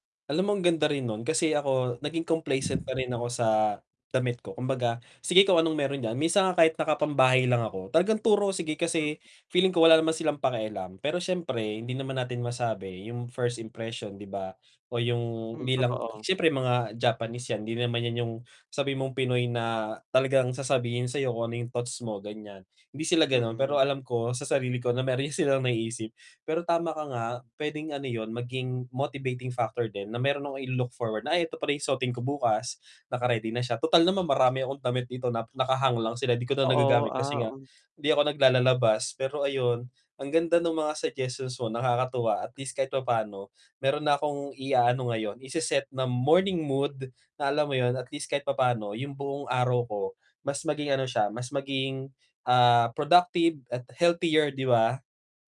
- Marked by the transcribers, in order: static; distorted speech; in English: "motivating factor"
- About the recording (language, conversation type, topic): Filipino, advice, Paano ako makalilikha ng simple at pangmatagalang gawi sa umaga?